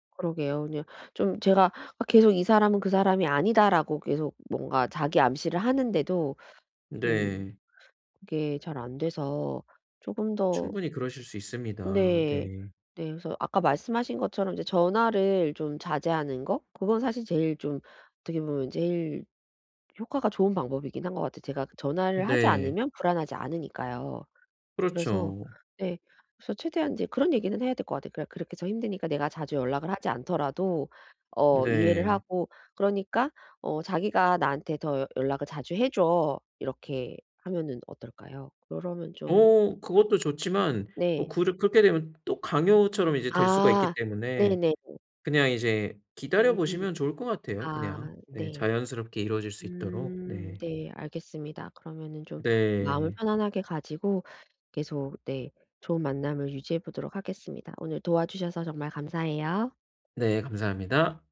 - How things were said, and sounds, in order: tapping; other background noise
- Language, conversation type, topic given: Korean, advice, 이전 상처 때문에 새 관계에서 신뢰를 어떻게 다시 쌓고 불안을 다룰 수 있을까요?